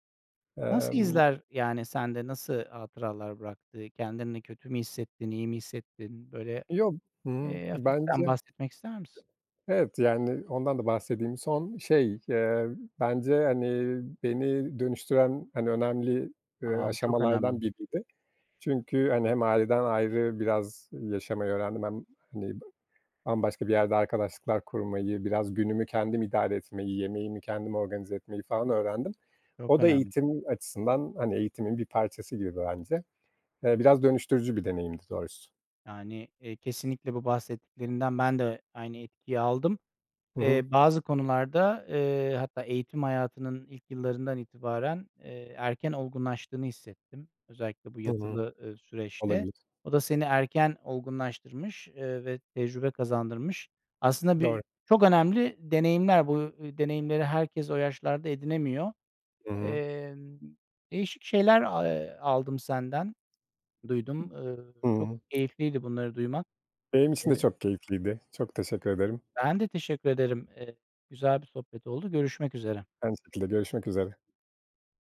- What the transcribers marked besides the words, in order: other background noise; tapping
- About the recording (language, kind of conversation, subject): Turkish, podcast, Eğitim yolculuğun nasıl başladı, anlatır mısın?
- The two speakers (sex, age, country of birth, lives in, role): male, 40-44, Turkey, Netherlands, host; male, 40-44, Turkey, Portugal, guest